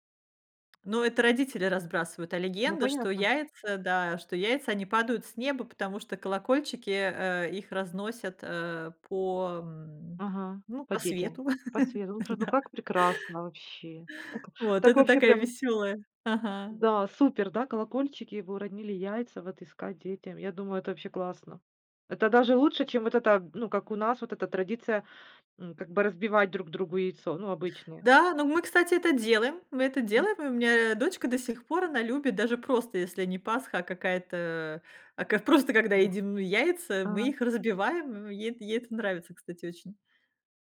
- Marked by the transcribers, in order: tapping; laugh; laughing while speaking: "да"; other background noise
- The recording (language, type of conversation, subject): Russian, podcast, Как миграция повлияла на семейные праздники и обычаи?